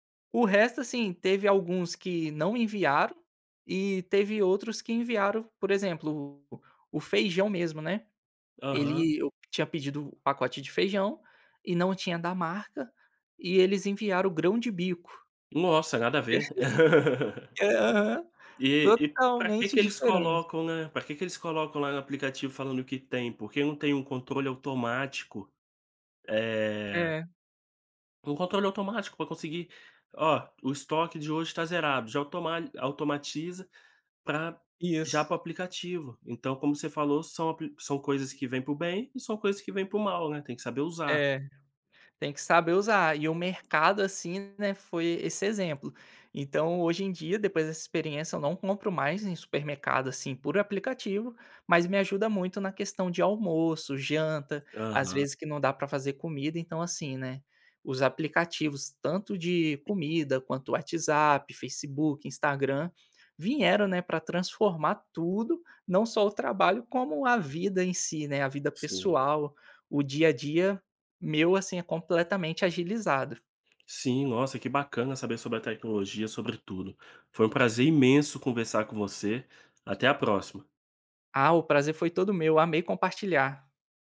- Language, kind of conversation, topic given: Portuguese, podcast, Como você equilibra trabalho e vida pessoal com a ajuda de aplicativos?
- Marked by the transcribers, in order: laugh; tapping; "vieram" said as "vinheram"